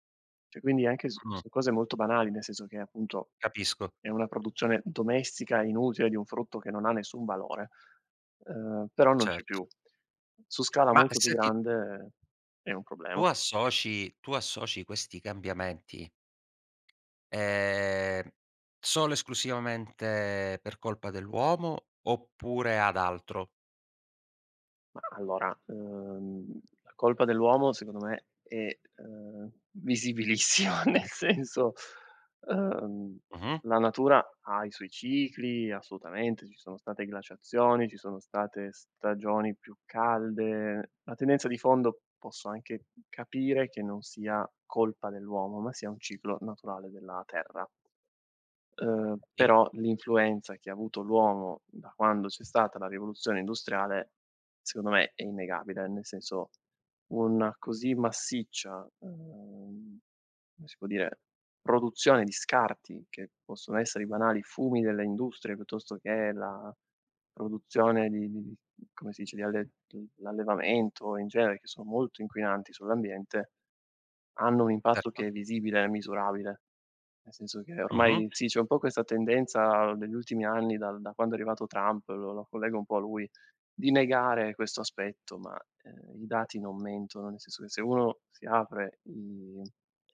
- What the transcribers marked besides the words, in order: "Cioè" said as "cè"; other background noise; tapping; laughing while speaking: "visibilissima, nel senso"
- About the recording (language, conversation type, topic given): Italian, podcast, Come fa la primavera a trasformare i paesaggi e le piante?